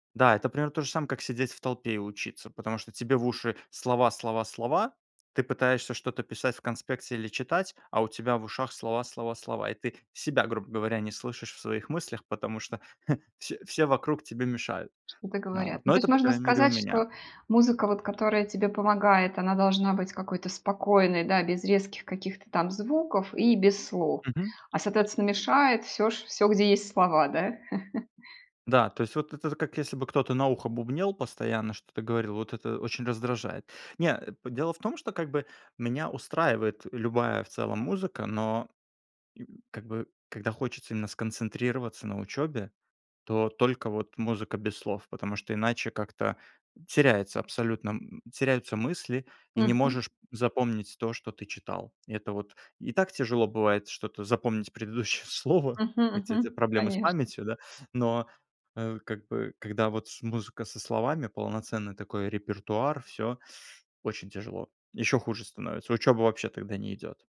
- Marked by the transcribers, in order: tapping; chuckle; chuckle; "бубнил" said as "бубнел"; laughing while speaking: "предыдущее слово"
- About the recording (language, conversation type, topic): Russian, podcast, Предпочитаешь тишину или музыку, чтобы лучше сосредоточиться?